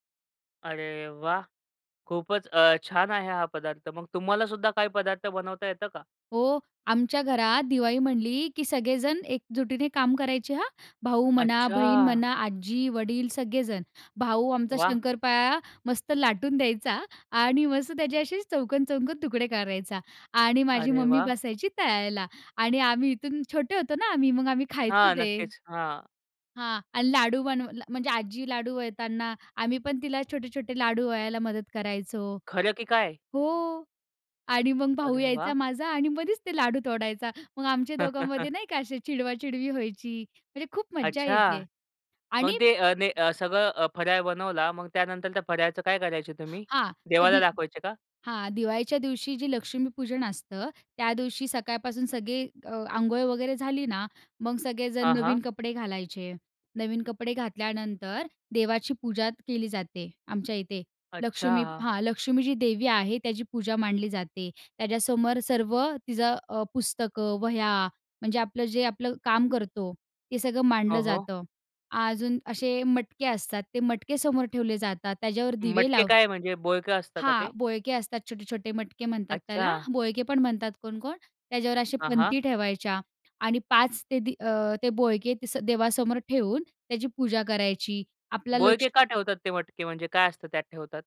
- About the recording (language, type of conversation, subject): Marathi, podcast, तुमचे सण साजरे करण्याची खास पद्धत काय होती?
- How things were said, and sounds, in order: chuckle; other background noise; tapping